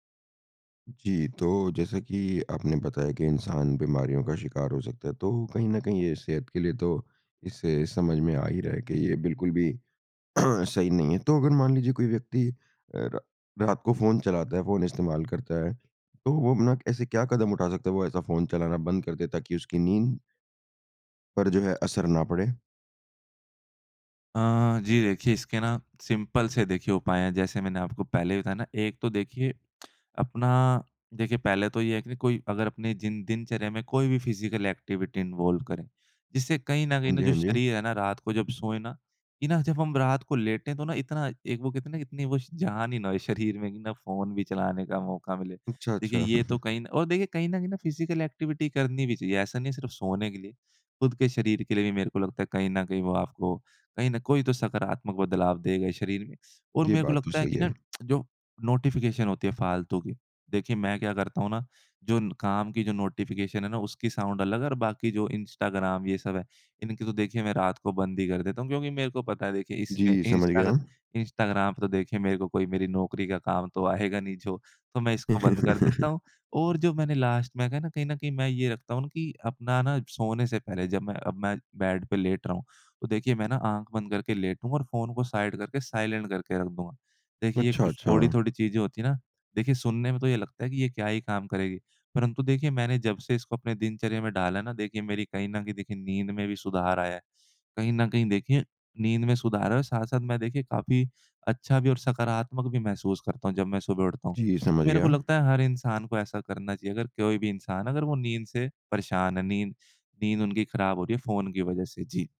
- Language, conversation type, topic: Hindi, podcast, रात को फोन इस्तेमाल करने का आपकी नींद पर क्या असर होता है?
- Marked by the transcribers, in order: throat clearing; in English: "सिंपल"; tsk; in English: "फ़िज़िकल एक्टिविटी इन्वॉल्व"; in English: "फ़िज़िकल एक्टिविटी"; chuckle; tsk; in English: "नोटिफ़िकेशन"; in English: "नोटिफ़िकेशन"; in English: "साउंड"; laughing while speaking: "आएगा नहीं जो"; laugh; in English: "लास्ट"; in English: "बेड"; in English: "साइड"; in English: "साइलेंट"